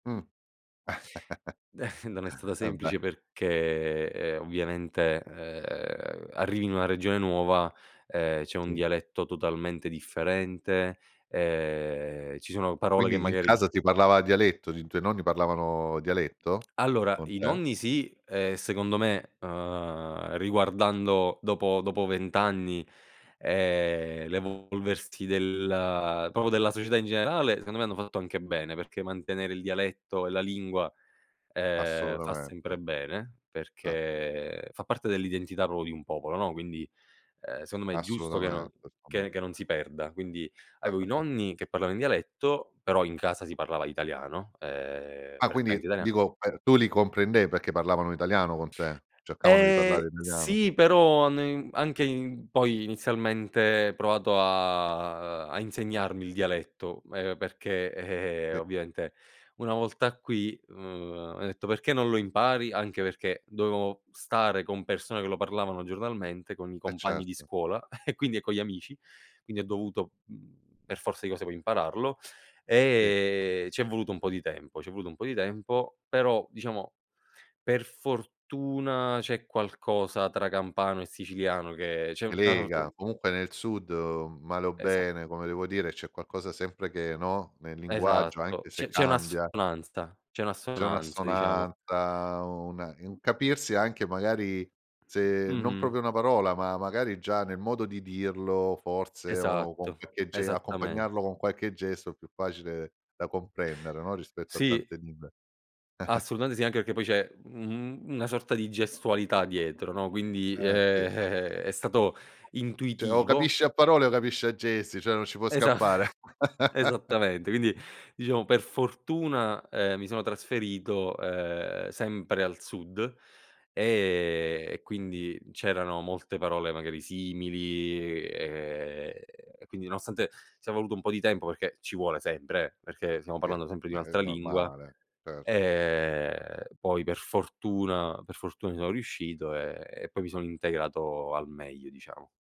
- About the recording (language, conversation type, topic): Italian, podcast, Com’è, secondo te, sentirsi a metà tra due culture?
- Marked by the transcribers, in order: chuckle; tapping; "proprio" said as "popo"; "proprio" said as "popo"; unintelligible speech; "ovviamente" said as "ovviaente"; chuckle; other background noise; "Assolutamente" said as "assolutante"; chuckle; chuckle; "cioè" said as "ceh"; chuckle; laugh; "nonostante" said as "nostante"